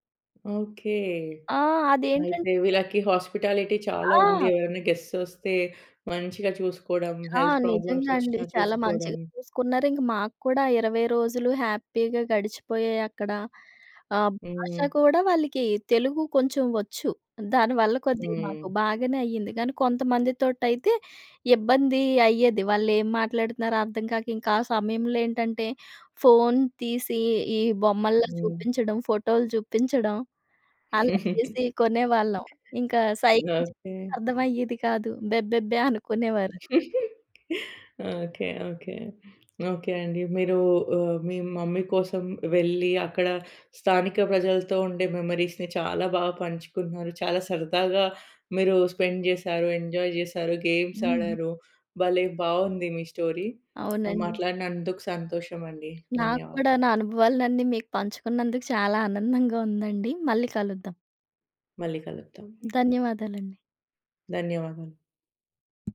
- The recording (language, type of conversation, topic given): Telugu, podcast, స్థానిక జనాలతో కలిసినప్పుడు మీకు గుర్తుండిపోయిన కొన్ని సంఘటనల కథలు చెప్పగలరా?
- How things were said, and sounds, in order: in English: "హస్పిటాలిటి"; in English: "గెస్ట్స్"; in English: "హెల్త్ ప్రాబ్లమ్స్"; in English: "హ్యాపీగా"; chuckle; chuckle; in English: "మమ్మీ"; in English: "మెమరీస్‌ని"; in English: "స్పెండ్"; in English: "ఎంజాయ్"; in English: "గేమ్స్"; in English: "స్టోరీ"; other background noise